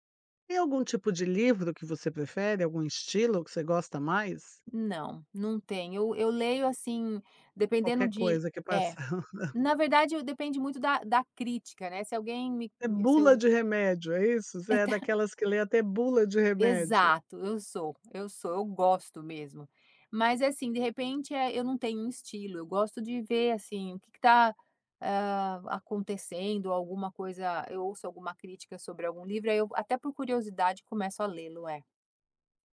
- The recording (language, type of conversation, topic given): Portuguese, podcast, Como você encaixa o autocuidado na correria do dia a dia?
- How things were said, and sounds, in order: laughing while speaking: "passada"; tapping